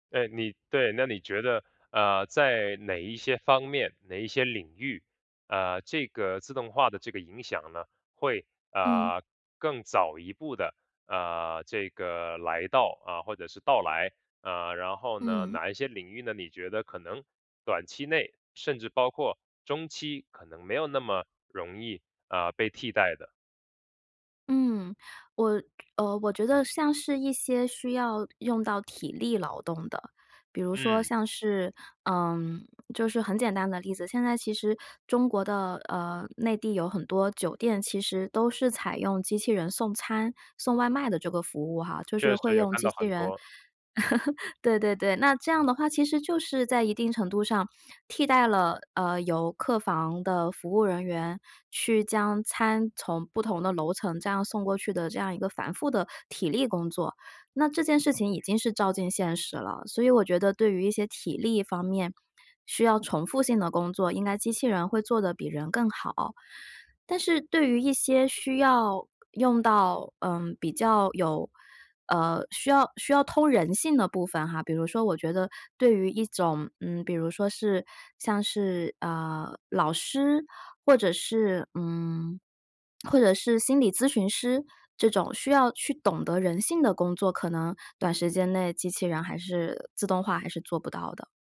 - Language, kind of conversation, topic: Chinese, podcast, 未来的工作会被自动化取代吗？
- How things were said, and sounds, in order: other background noise; laugh